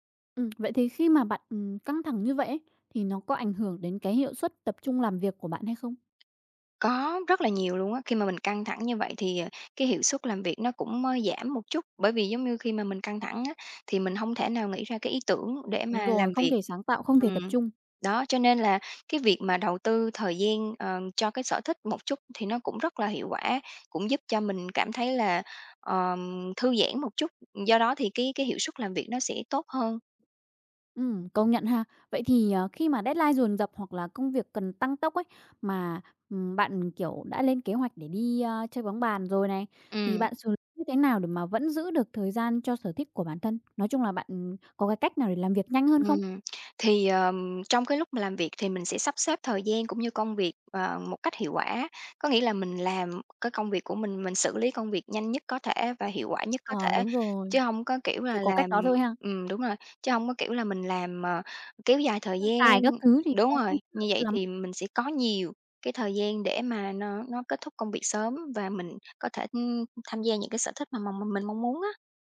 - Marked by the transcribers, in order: tapping; other background noise; in English: "deadline"
- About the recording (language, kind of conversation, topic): Vietnamese, podcast, Bạn cân bằng công việc và sở thích ra sao?